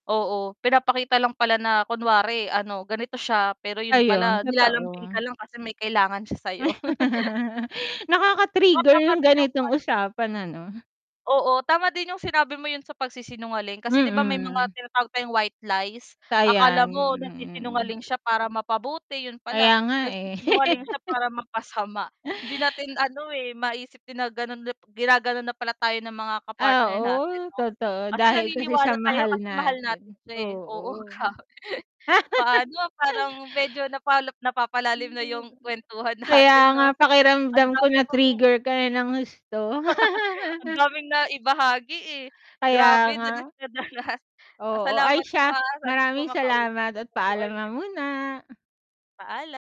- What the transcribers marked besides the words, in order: distorted speech; static; laugh; other background noise; chuckle; giggle; tapping; laugh; laughing while speaking: "grabe"; laughing while speaking: "natin"; laugh; chuckle; laughing while speaking: "danas na danas"
- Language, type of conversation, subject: Filipino, unstructured, Ano-anong mga babalang palatandaan ang dapat bantayan sa isang relasyon?